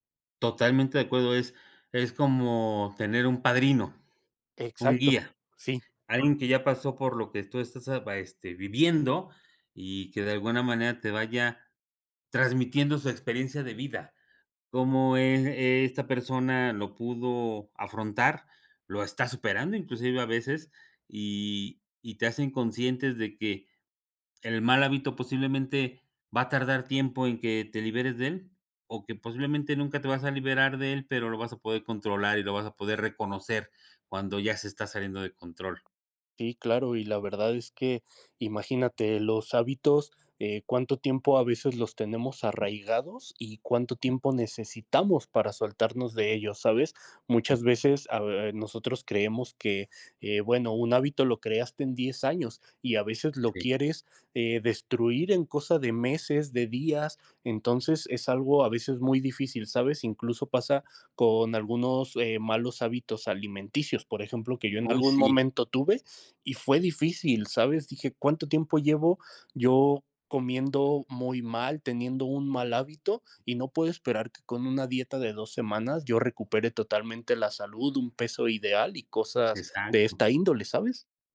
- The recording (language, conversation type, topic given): Spanish, unstructured, ¿Alguna vez cambiaste un hábito y te sorprendieron los resultados?
- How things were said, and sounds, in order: other background noise; tapping